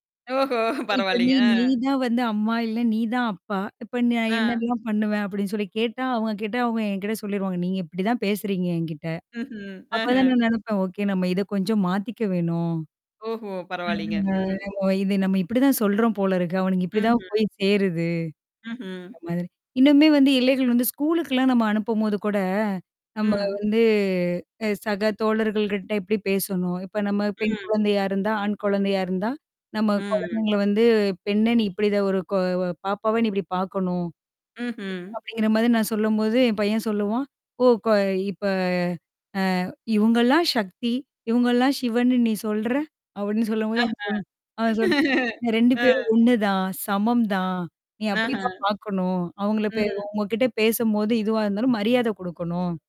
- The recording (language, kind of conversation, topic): Tamil, podcast, சிறார்களுக்கு தனிமை மற்றும் தனிப்பட்ட எல்லைகளை எப்படி கற்பிக்கலாம்?
- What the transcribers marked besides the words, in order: laughing while speaking: "ஓஹோ! பரவால்லீங்க! அ"; static; distorted speech; other background noise; tapping; drawn out: "வந்து"; unintelligible speech; laughing while speaking: "ஆ"; other noise